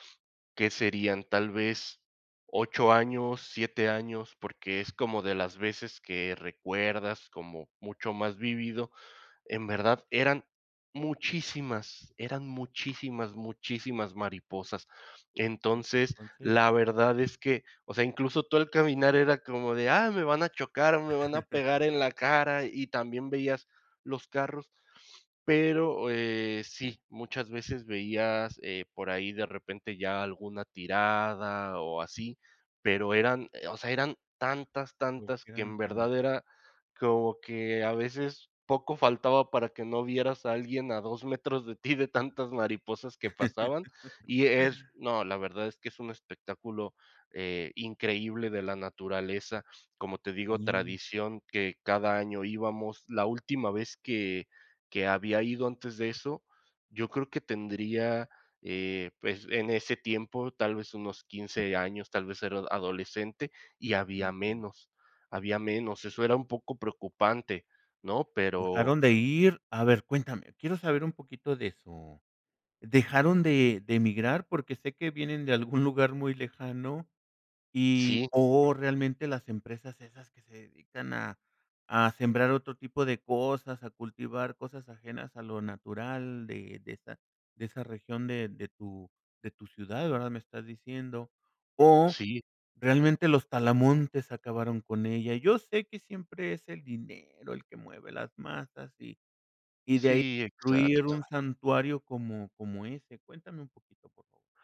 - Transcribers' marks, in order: tapping; other background noise; chuckle; laughing while speaking: "de ti"; chuckle; other noise
- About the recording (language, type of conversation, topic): Spanish, podcast, ¿Cuáles tradiciones familiares valoras más y por qué?